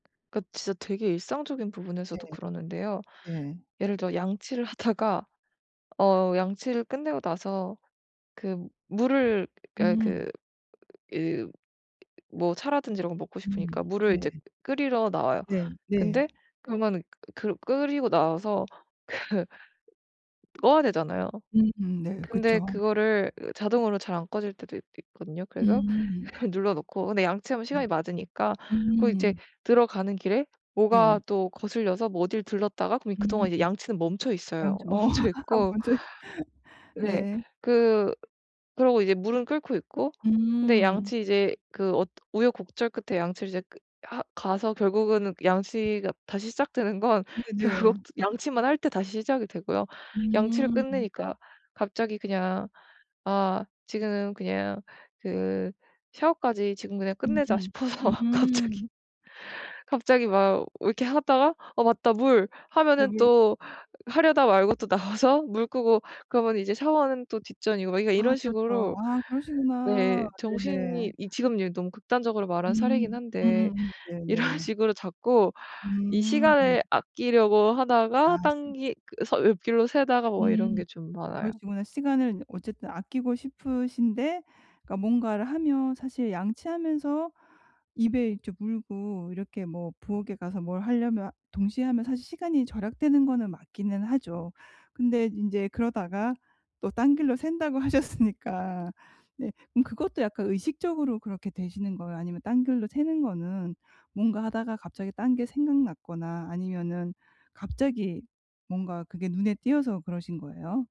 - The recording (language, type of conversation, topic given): Korean, advice, 한 번에 한 가지 일에만 집중하려면 지금부터 어떻게 시작하면 좋을까요?
- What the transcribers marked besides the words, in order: other background noise; laughing while speaking: "하다가"; laughing while speaking: "그"; laughing while speaking: "그걸"; laugh; laughing while speaking: "멈춰있고"; tapping; laughing while speaking: "건 결국"; laughing while speaking: "싶어서 갑자기"; laughing while speaking: "이런"; laughing while speaking: "하셨으니까"